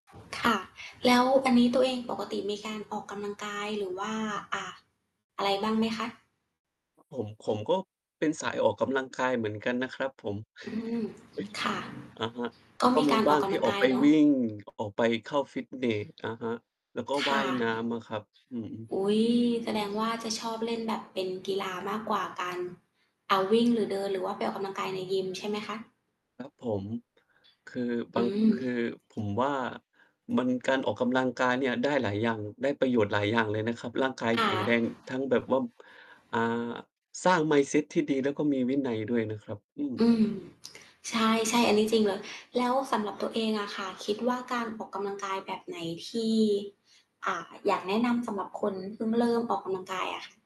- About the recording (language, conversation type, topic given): Thai, unstructured, ควรเริ่มต้นออกกำลังกายอย่างไรหากไม่เคยออกกำลังกายมาก่อน?
- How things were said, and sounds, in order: static; distorted speech; chuckle; mechanical hum